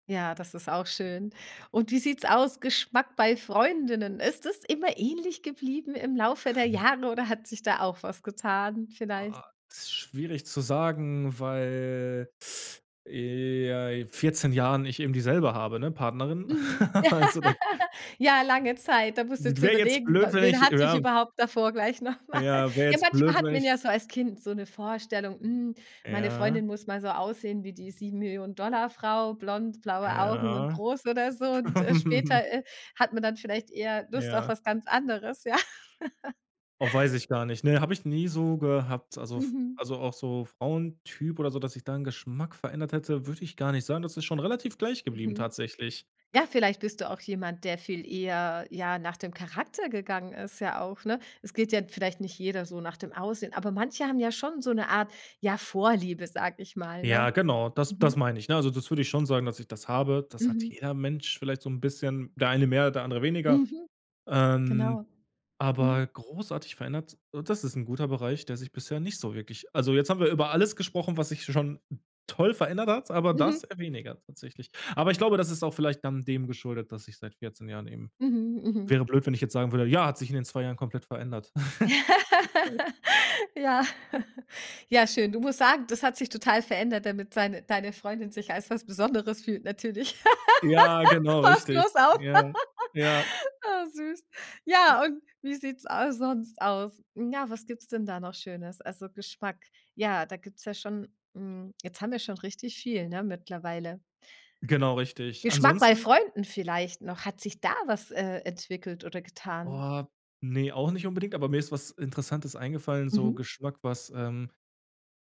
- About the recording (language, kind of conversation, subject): German, podcast, Wie hat sich dein Geschmack über die Jahre entwickelt?
- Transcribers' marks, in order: chuckle; drawn out: "weil"; laugh; chuckle; laughing while speaking: "noch mal?"; chuckle; laughing while speaking: "ja"; chuckle; laugh; chuckle; laugh; joyful: "Passt bloß auf"; laugh; other noise